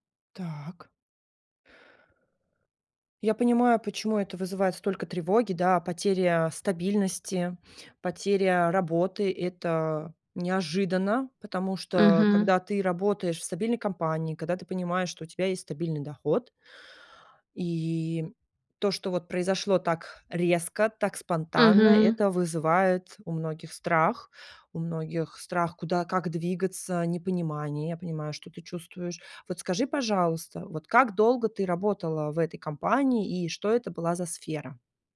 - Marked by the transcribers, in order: tapping
- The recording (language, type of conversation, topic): Russian, advice, Как справиться с неожиданной потерей работы и тревогой из-за финансов?